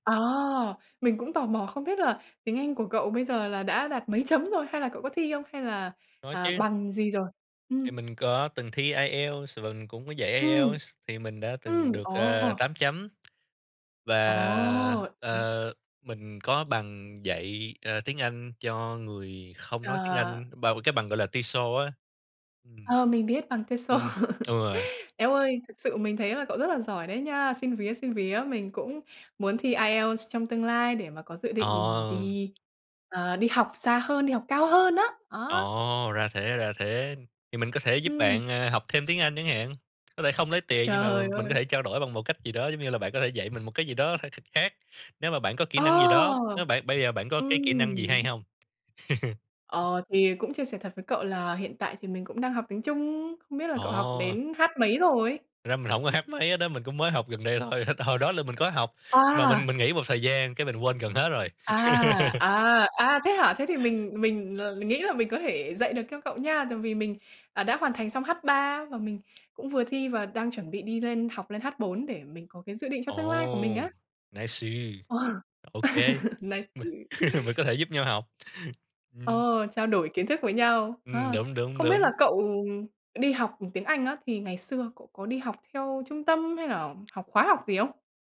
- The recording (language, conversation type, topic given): Vietnamese, unstructured, Bạn cảm thấy thế nào khi vừa hoàn thành một khóa học mới?
- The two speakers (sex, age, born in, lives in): female, 20-24, Vietnam, Vietnam; male, 30-34, Vietnam, Vietnam
- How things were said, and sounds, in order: tapping; laughing while speaking: "TESOL"; other background noise; laugh; chuckle; in English: "Nice"; laugh; in English: "Nice!"